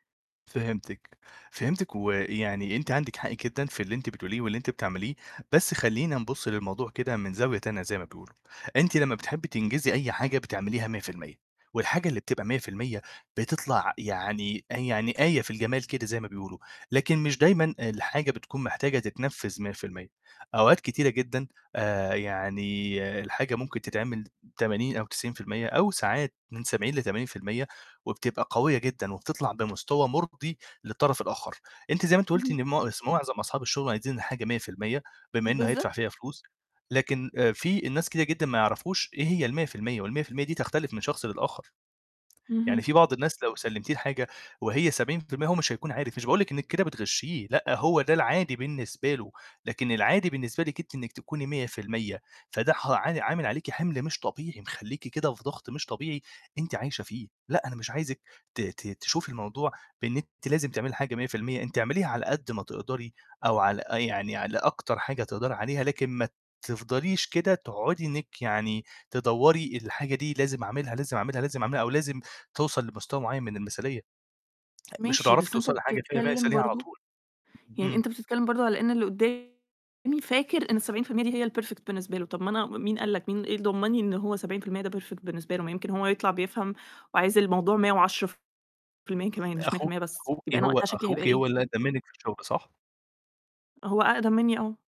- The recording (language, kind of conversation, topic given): Arabic, advice, إزاي الكمالية بتمنعك تخلص الشغل أو تتقدّم في المشروع؟
- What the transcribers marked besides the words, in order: tapping; unintelligible speech; distorted speech; static; in English: "الperfect"; in English: "perfect"; other noise